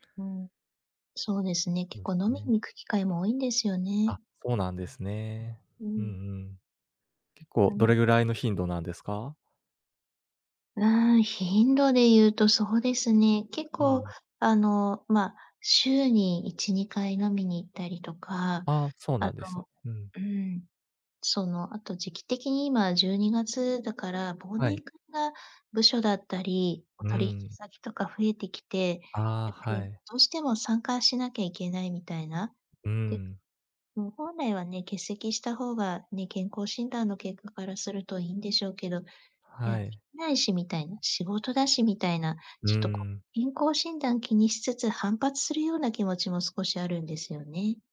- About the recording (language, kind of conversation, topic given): Japanese, advice, 健康診断の結果を受けて生活習慣を変えたいのですが、何から始めればよいですか？
- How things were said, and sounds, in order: unintelligible speech; other background noise